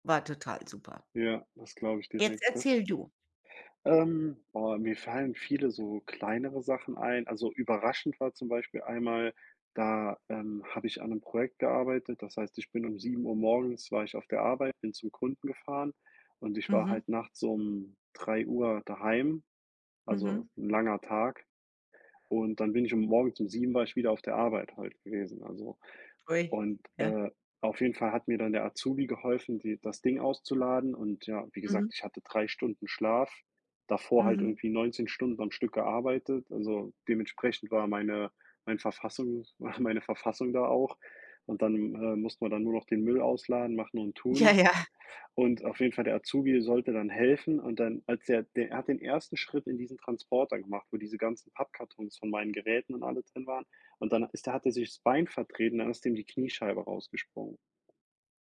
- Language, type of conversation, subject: German, unstructured, Was war dein überraschendstes Erlebnis bei der Arbeit?
- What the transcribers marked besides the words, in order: other background noise; chuckle; laughing while speaking: "Ja, ja"